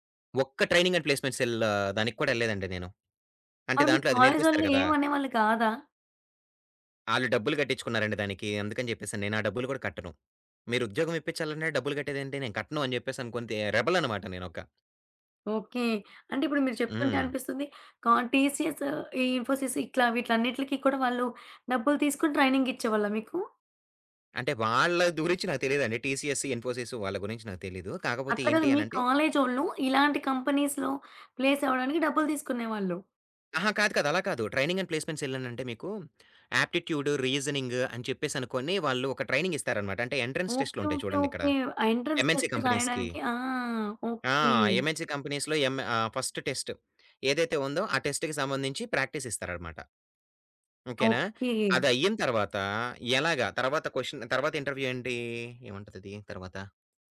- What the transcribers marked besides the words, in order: in English: "ట్రైనింగ్ అండ్ ప్లేస్మెంట్స్ సెల్"; other background noise; in English: "రెబెల్"; in English: "టీసీఎస్, ఇన్ఫోసిస్"; in English: "ట్రైనింగ్"; "గురించి" said as "దురించి"; in English: "టీసీఎస్, ఇన్ఫోసిస్"; tapping; in English: "కంపెనీస్‌లో ప్లేస్"; in English: "ట్రైనింగ్ అండ్ ప్లేస్మెంట్స్‌సెల్"; in English: "ఆప్టిట్యూడ్, రీజనింగ్"; in English: "ట్రైనింగ్"; in English: "ఎంట్రన్స్ టెస్ట్‌లు"; in English: "ఎంట్రన్స్ టెస్ట్"; in English: "ఎంఎన్సీ కంపెనీస్‌కి"; in English: "ఎంఎన్సీ కంపెనీస్‌లో"; in English: "ఫస్ట్ టెస్ట్"; in English: "టెస్ట్‌కి"; in English: "ప్రాక్టీస్"; in English: "క్వెషన్"; in English: "ఇంటర్‌వ్యూ"
- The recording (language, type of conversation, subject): Telugu, podcast, పని-జీవిత సమతుల్యాన్ని మీరు ఎలా నిర్వహిస్తారు?